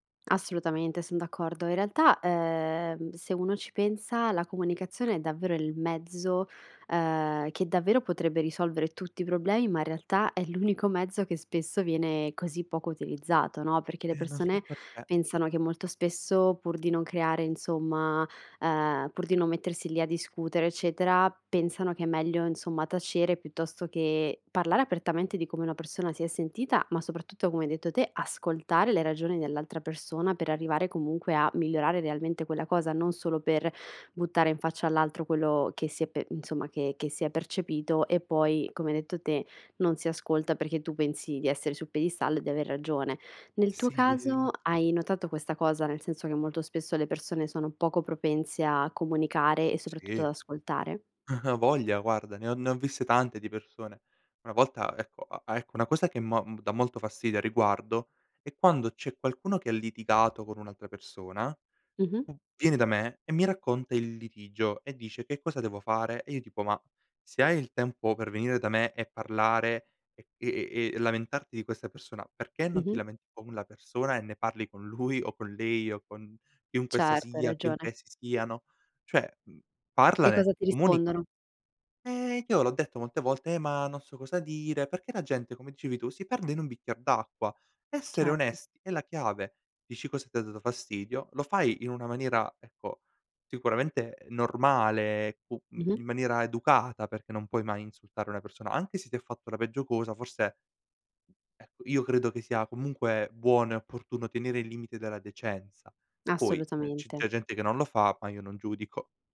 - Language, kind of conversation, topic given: Italian, podcast, Come bilanci onestà e tatto nelle parole?
- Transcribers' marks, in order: laughing while speaking: "en"; chuckle; other background noise